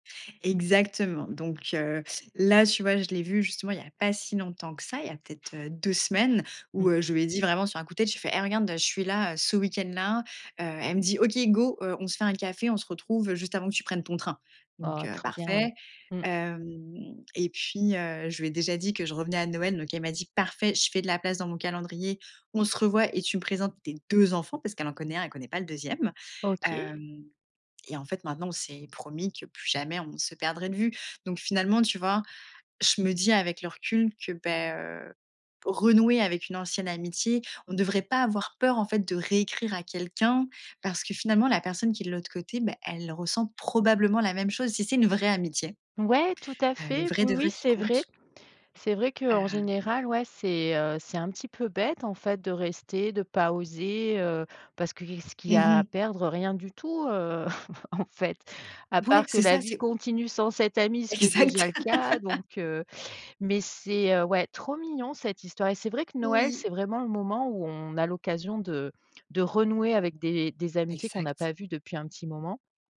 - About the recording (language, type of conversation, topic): French, podcast, Comment renouer avec d’anciennes amitiés sans gêne ?
- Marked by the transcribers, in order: other background noise; drawn out: "Hem"; stressed: "deux"; chuckle; laugh